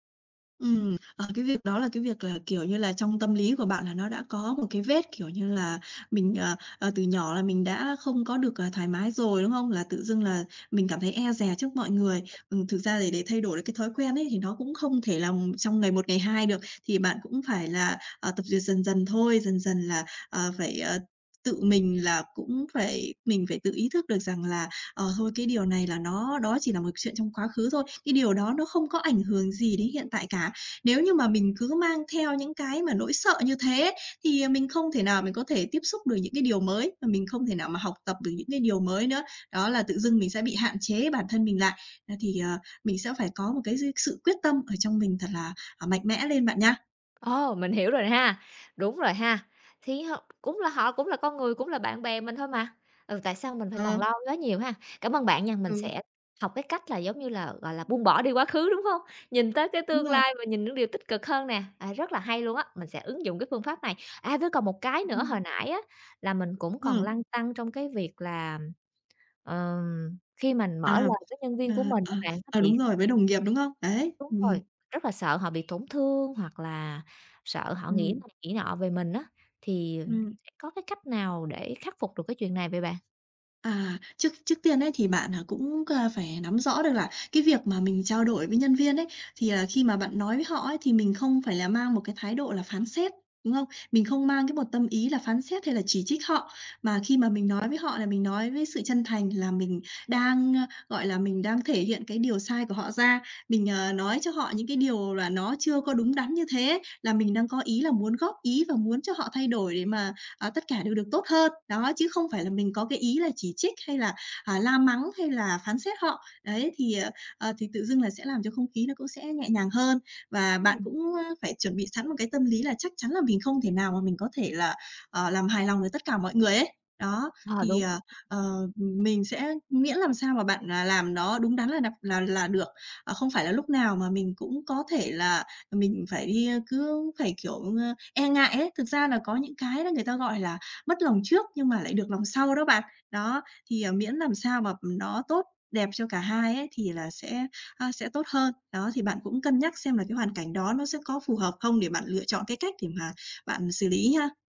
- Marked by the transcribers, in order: other background noise; tapping
- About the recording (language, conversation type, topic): Vietnamese, advice, Bạn cảm thấy ngại bộc lộ cảm xúc trước đồng nghiệp hoặc bạn bè không?